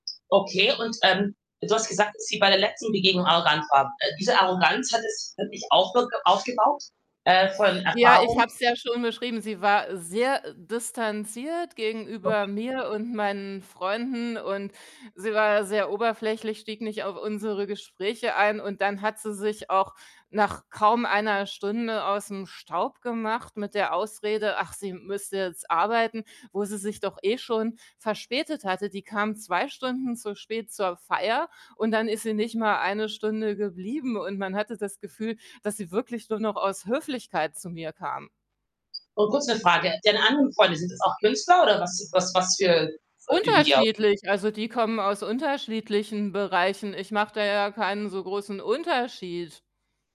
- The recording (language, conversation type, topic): German, advice, Wie kann ich das plötzliche Ende einer engen Freundschaft verarbeiten und mit Trauer und Wut umgehen?
- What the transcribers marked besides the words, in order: distorted speech; unintelligible speech; other background noise